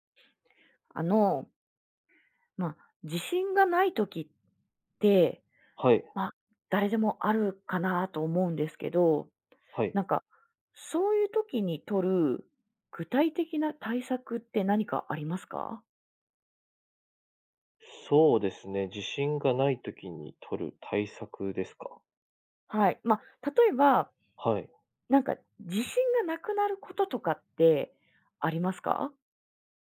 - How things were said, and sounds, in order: none
- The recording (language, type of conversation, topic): Japanese, podcast, 自信がないとき、具体的にどんな対策をしていますか?